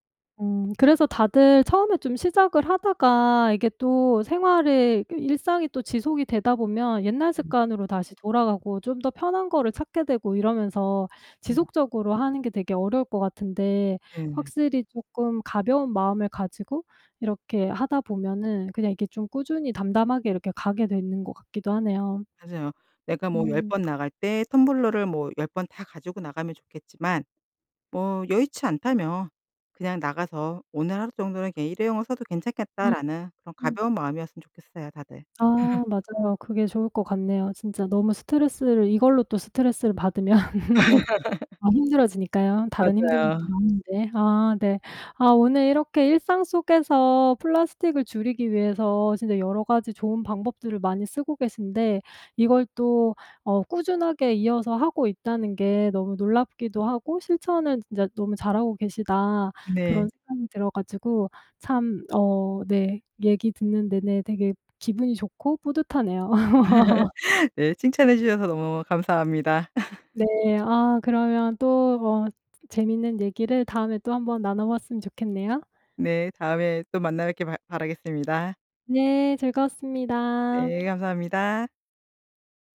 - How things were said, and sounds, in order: tapping; throat clearing; laugh; laughing while speaking: "받으면"; laugh; laugh; laugh
- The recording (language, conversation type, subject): Korean, podcast, 플라스틱 사용을 현실적으로 줄일 수 있는 방법은 무엇인가요?